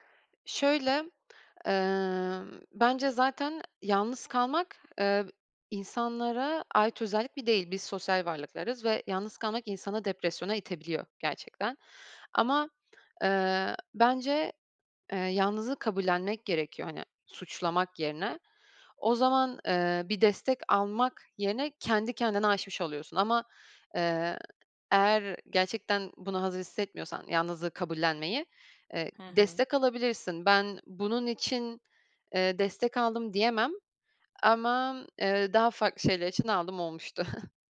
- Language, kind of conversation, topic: Turkish, podcast, Yalnızlık hissettiğinde bununla nasıl başa çıkarsın?
- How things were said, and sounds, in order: other background noise; chuckle